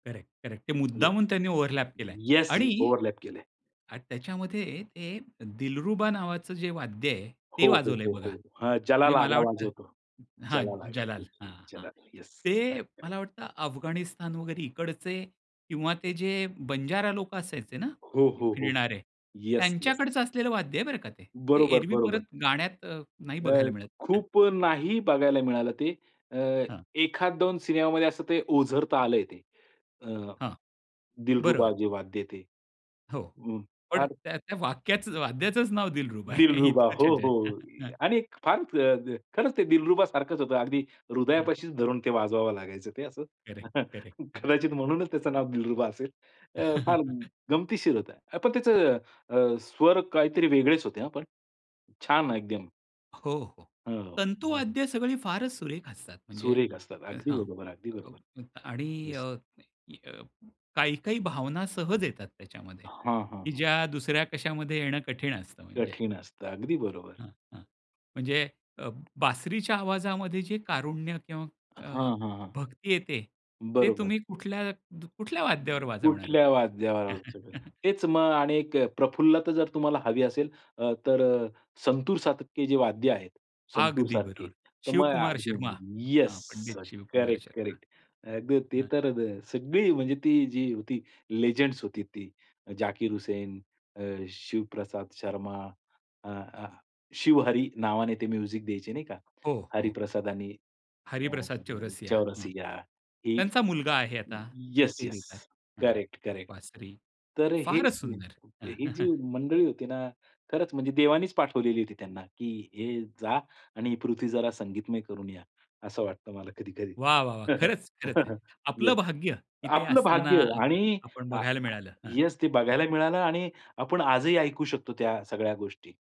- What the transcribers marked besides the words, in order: in English: "ओव्हरलॅप"; other background noise; chuckle; chuckle; chuckle; other noise; tapping; chuckle; in English: "म्युझिक"; chuckle
- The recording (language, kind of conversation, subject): Marathi, podcast, वय वाढल्यानंतर तुला आवडणारं संगीत कसं बदललं आहे?